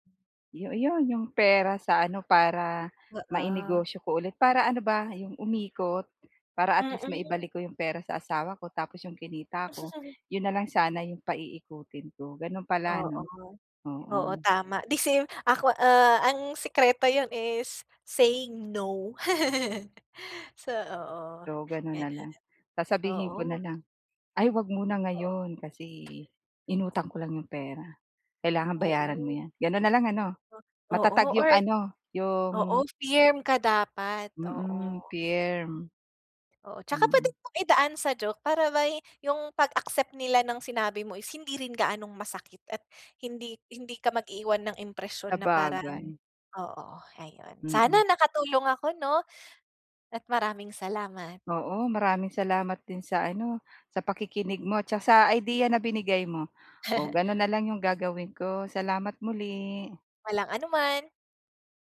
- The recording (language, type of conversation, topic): Filipino, advice, Paano ko pamamahalaan at palalaguin ang pera ng aking negosyo?
- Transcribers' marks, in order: laugh; laugh; tapping; in English: "firm"; laugh